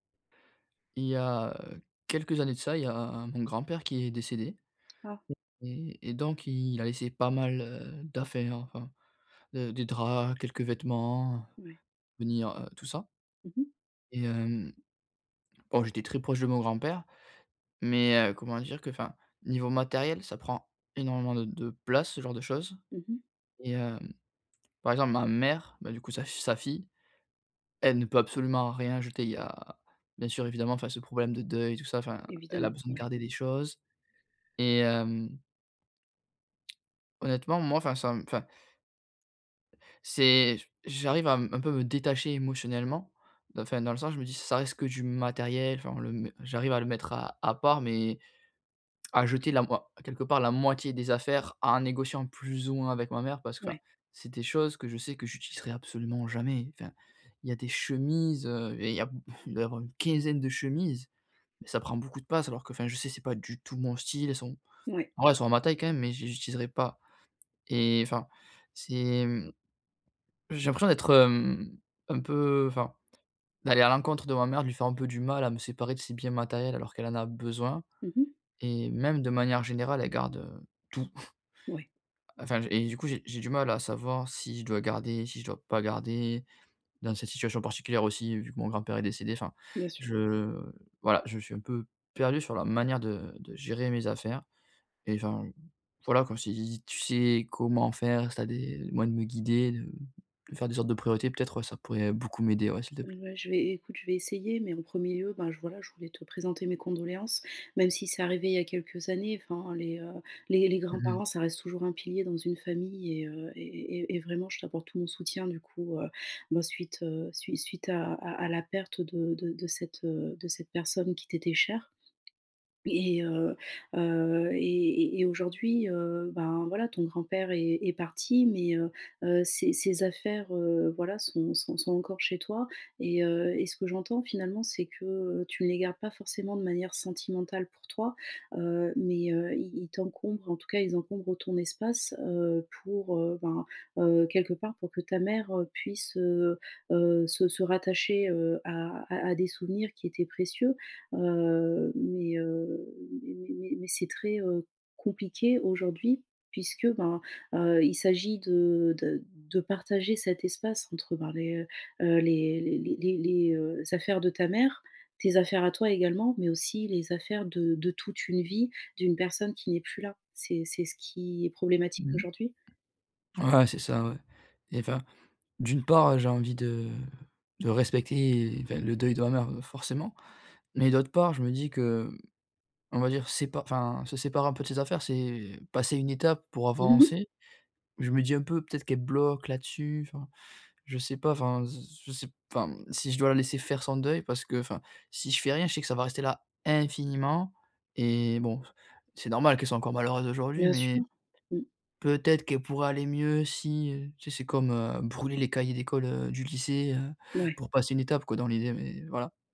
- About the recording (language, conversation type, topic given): French, advice, Comment trier et prioriser mes biens personnels efficacement ?
- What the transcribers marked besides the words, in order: other background noise; tapping; unintelligible speech; blowing; stressed: "quinzaine"; chuckle; drawn out: "je"; stressed: "infiniment"